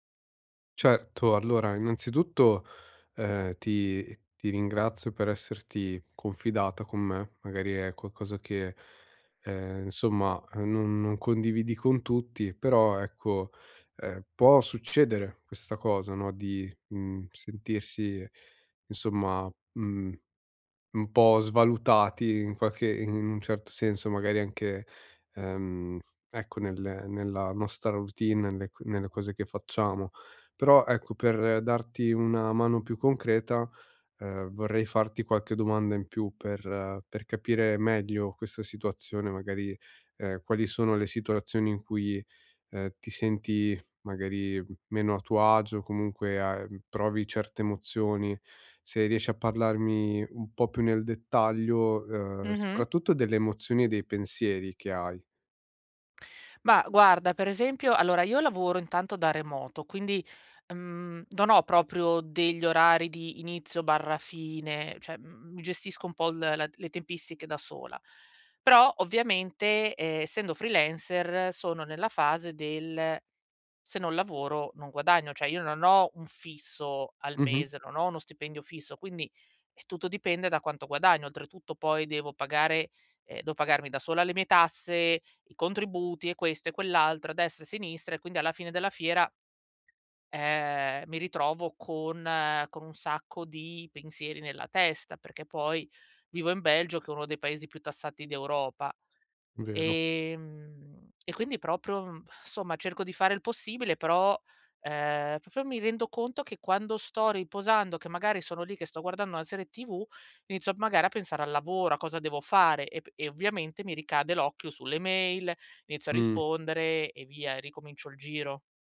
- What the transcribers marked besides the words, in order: "qualcosa" said as "quaccosa"; other background noise; "cioè" said as "ceh"; in English: "freelancer"; "Cioè" said as "ceh"; "devo" said as "do"; tapping; "proprio" said as "propro"; sigh; "insomma" said as "nsomma"; "proprio" said as "popio"
- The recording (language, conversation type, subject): Italian, advice, Come posso riposare senza sentirmi meno valido o in colpa?